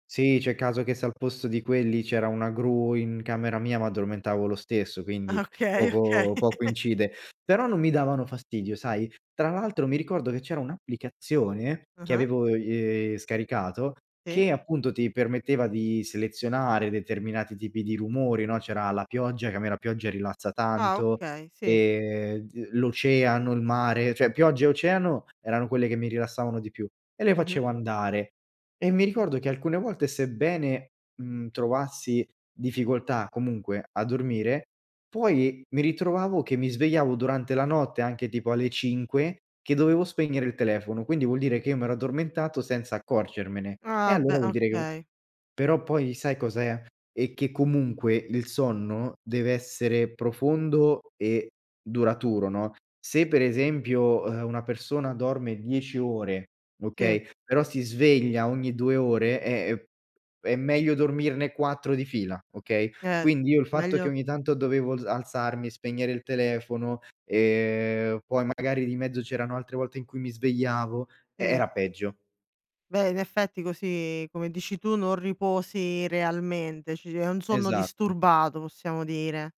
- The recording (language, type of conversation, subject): Italian, podcast, Quali rituali segui per rilassarti prima di addormentarti?
- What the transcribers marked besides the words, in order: laughing while speaking: "Ah okay, okay"; chuckle; "difficoltà" said as "difigoltà"; tapping; other background noise